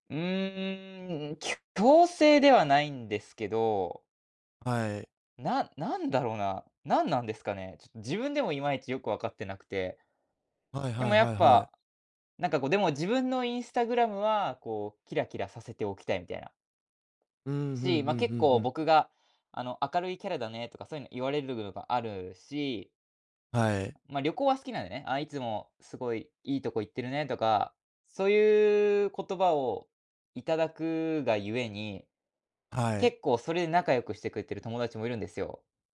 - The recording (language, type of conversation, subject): Japanese, advice, SNSで見せる自分と実生活のギャップに疲れているのはなぜですか？
- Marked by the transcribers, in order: drawn out: "うーん"